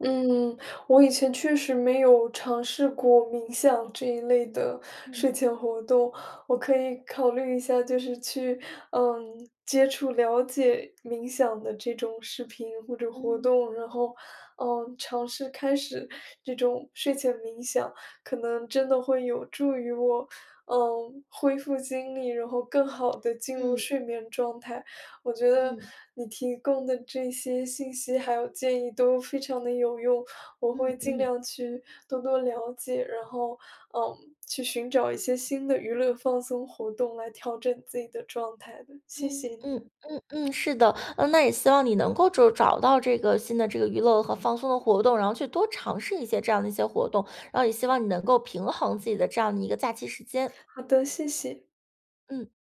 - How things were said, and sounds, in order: other background noise
- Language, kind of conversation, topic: Chinese, advice, 怎样才能在娱乐和休息之间取得平衡？